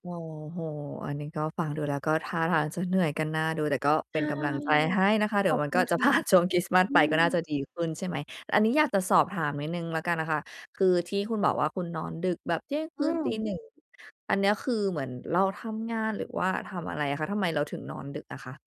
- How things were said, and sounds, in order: none
- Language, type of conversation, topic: Thai, advice, จะรักษาระดับพลังงานให้คงที่ตลอดทั้งวันได้อย่างไรเมื่อมีงานและความรับผิดชอบมาก?